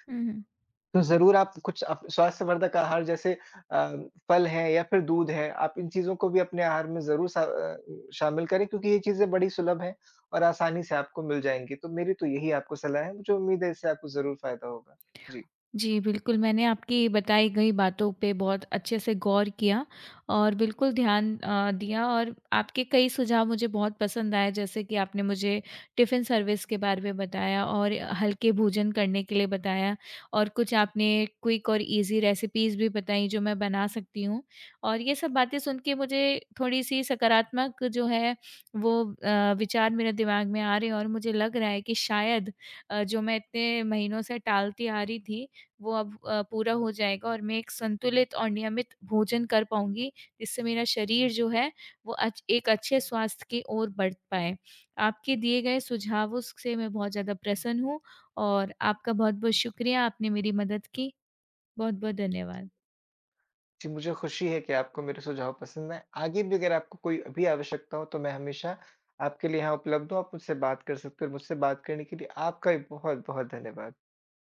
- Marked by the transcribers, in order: in English: "सर्विस"; in English: "क्विक"; in English: "इज़ी रेसिपीज़"; tapping
- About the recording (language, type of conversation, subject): Hindi, advice, आप नियमित और संतुलित भोजन क्यों नहीं कर पा रहे हैं?